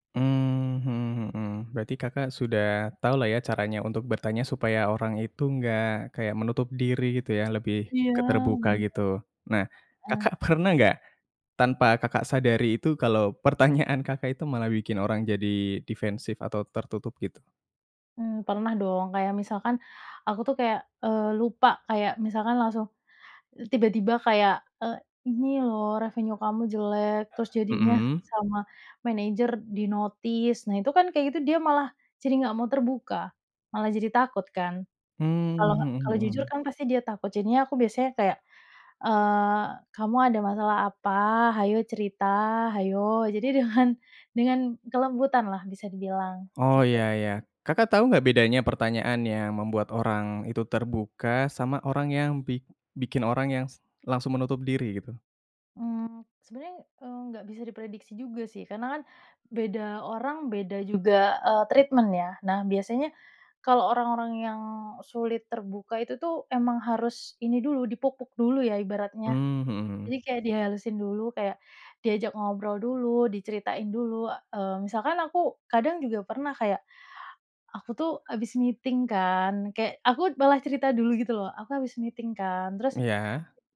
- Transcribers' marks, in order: laughing while speaking: "Kakak pernah"; laughing while speaking: "pertanyaan"; other background noise; in English: "revenue"; in English: "manager di-notice"; laughing while speaking: "dengan"; in English: "treatment"; in English: "meeting"; in English: "meeting"
- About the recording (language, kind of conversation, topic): Indonesian, podcast, Bagaimana cara mengajukan pertanyaan agar orang merasa nyaman untuk bercerita?